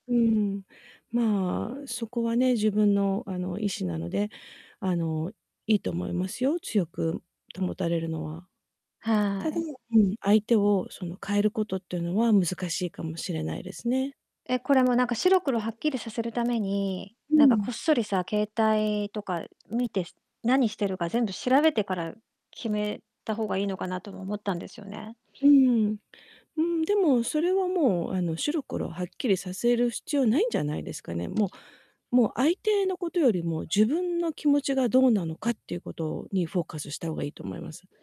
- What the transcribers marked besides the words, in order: distorted speech
- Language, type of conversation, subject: Japanese, advice, パートナーの浮気を疑って不安なのですが、どうすればよいですか？